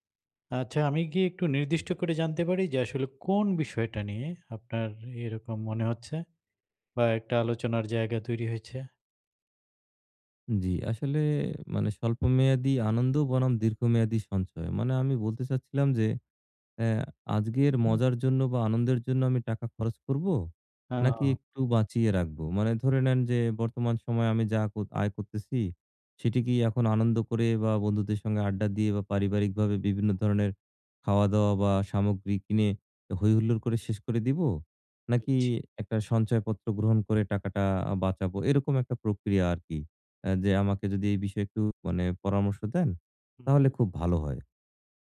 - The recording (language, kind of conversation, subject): Bengali, advice, স্বল্পমেয়াদী আনন্দ বনাম দীর্ঘমেয়াদি সঞ্চয়
- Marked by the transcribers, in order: tapping